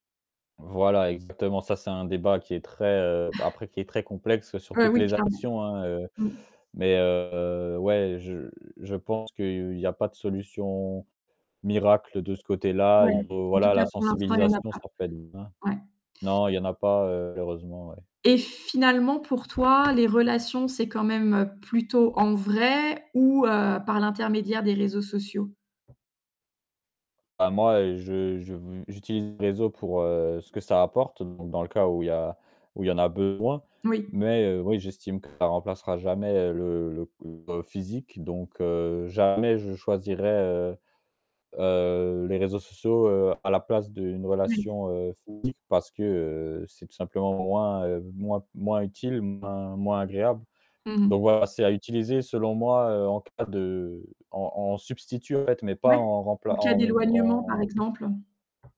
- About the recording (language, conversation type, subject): French, podcast, Comment penses-tu que les réseaux sociaux influencent nos relations ?
- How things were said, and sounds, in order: mechanical hum; distorted speech; chuckle; other background noise; static; unintelligible speech; tapping